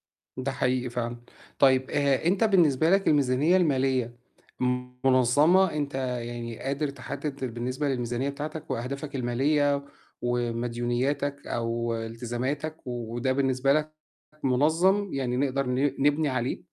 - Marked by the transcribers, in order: distorted speech
- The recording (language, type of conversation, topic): Arabic, advice, إزاي أفرق بين الاحتياج والرغبة قبل ما أشتري أي حاجة؟